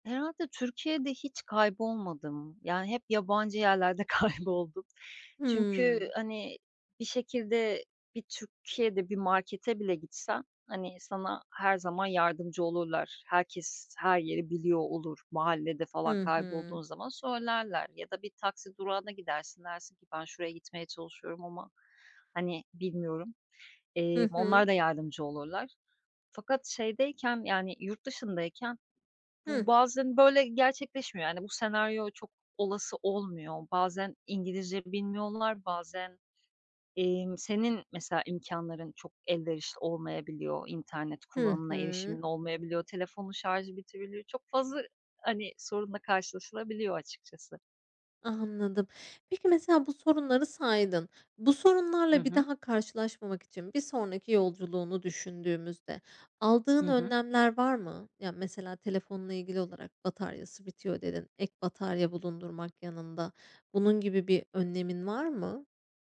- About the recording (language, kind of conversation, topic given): Turkish, podcast, Yolda kaybolduğun bir anı paylaşır mısın?
- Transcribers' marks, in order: laughing while speaking: "kayboldum"; tapping